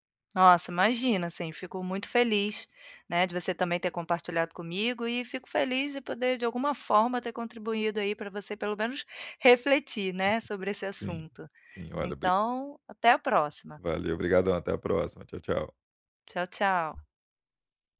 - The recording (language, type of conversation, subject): Portuguese, advice, Como posso avaliar o valor real de um produto antes de comprá-lo?
- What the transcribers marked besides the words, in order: tapping